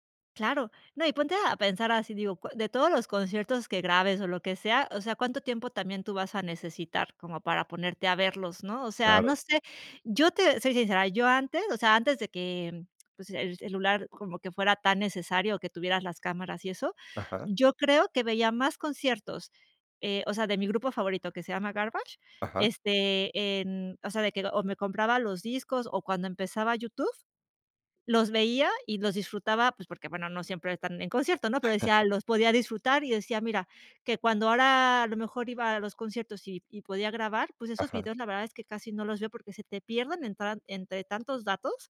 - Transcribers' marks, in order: other noise; laugh
- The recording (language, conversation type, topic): Spanish, podcast, ¿Qué opinas de la gente que usa el celular en conciertos?